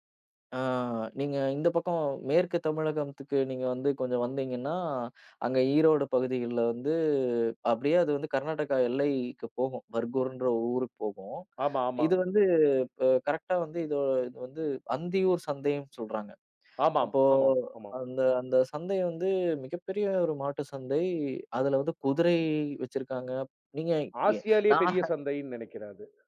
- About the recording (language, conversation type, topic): Tamil, podcast, உங்களுக்கு மனம் கவர்ந்த உள்ளூர் சந்தை எது, அதைப் பற்றி சொல்ல முடியுமா?
- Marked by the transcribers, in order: laughing while speaking: "நான்"